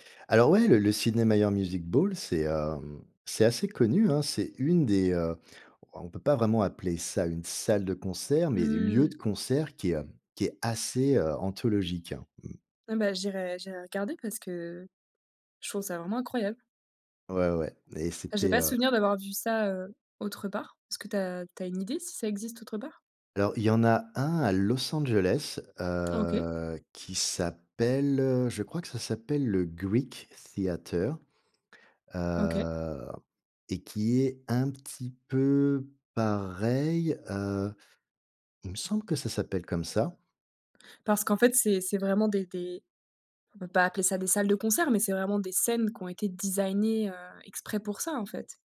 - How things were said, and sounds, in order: other background noise; drawn out: "heu"; drawn out: "s’appelle"; put-on voice: "Greek Theater"; in English: "Greek Theater"; drawn out: "Heu"; stressed: "designées"
- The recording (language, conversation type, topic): French, podcast, Quelle expérience de concert inoubliable as-tu vécue ?